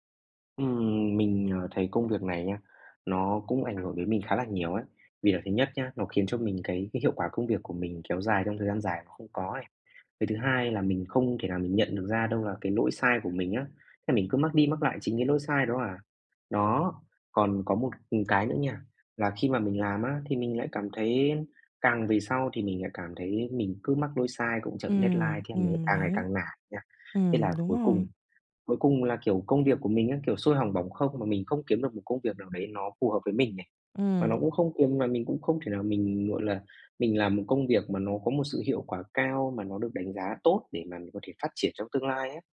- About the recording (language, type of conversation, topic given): Vietnamese, advice, Làm sao tôi có thể học từ những sai lầm trong sự nghiệp để phát triển?
- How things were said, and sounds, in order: tapping; in English: "deadline"